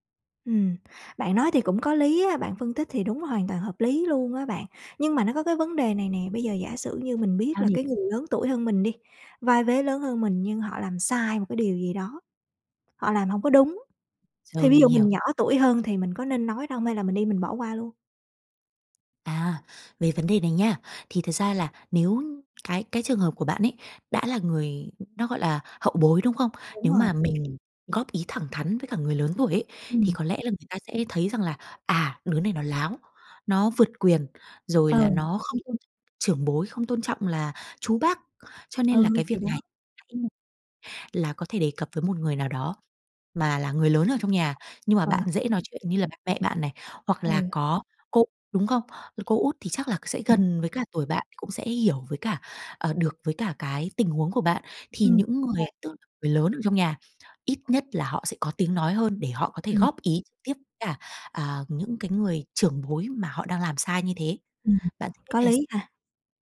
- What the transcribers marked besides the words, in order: tapping; other background noise; unintelligible speech
- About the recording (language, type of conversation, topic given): Vietnamese, advice, Xung đột gia đình khiến bạn căng thẳng kéo dài như thế nào?